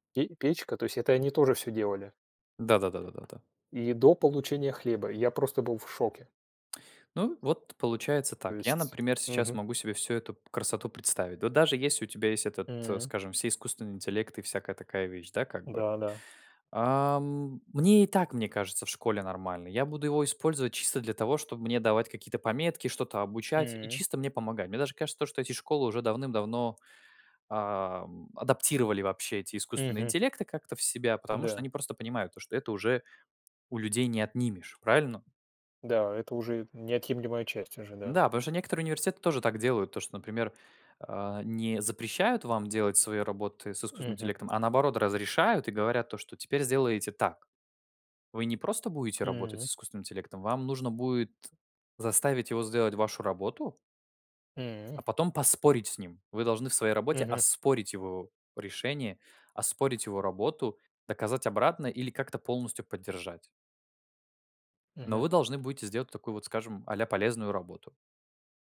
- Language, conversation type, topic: Russian, unstructured, Почему так много школьников списывают?
- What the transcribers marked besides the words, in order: tapping